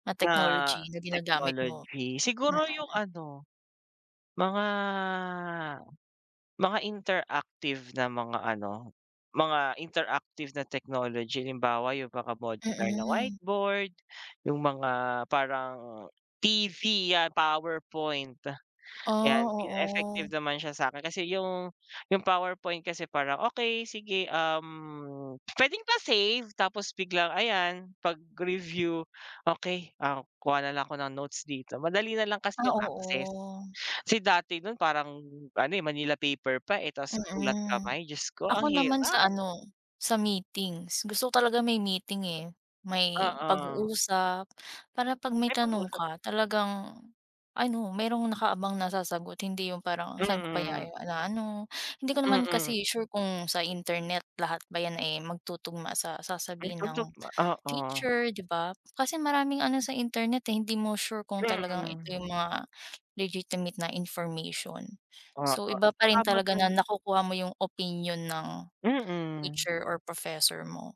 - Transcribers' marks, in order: none
- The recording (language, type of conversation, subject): Filipino, unstructured, Ano ang palagay mo tungkol sa paggamit ng teknolohiya sa pag-aaral?